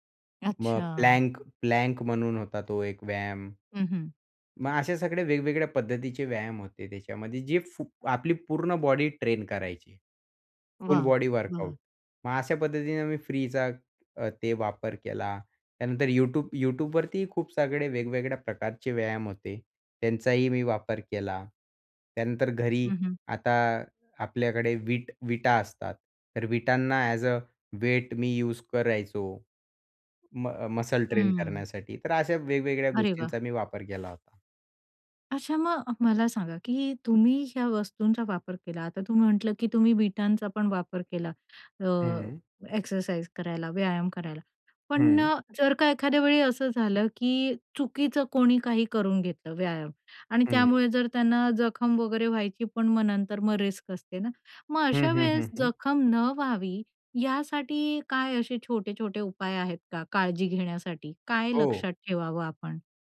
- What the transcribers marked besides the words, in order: in English: "वर्कआउट"; in English: "एज अ वेट"; in English: "यूज"; in English: "एक्सरसाइज"; in English: "रिस्क"
- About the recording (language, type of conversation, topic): Marathi, podcast, जिम उपलब्ध नसेल तर घरी कोणते व्यायाम कसे करावेत?